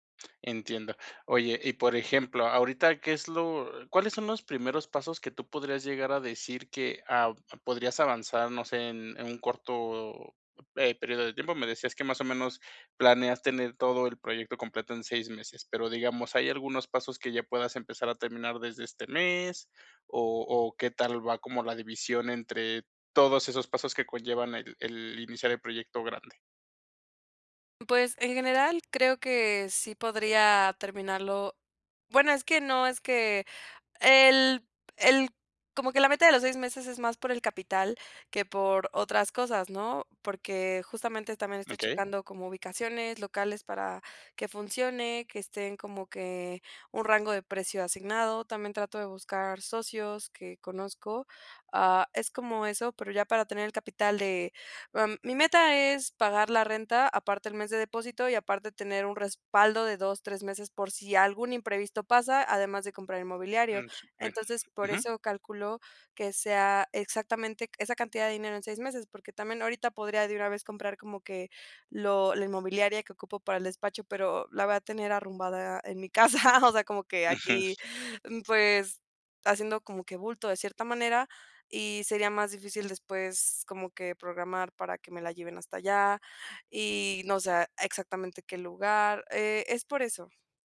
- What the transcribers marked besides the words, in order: chuckle
- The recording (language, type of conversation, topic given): Spanish, advice, ¿Cómo puedo equilibrar la ambición y la paciencia al perseguir metas grandes?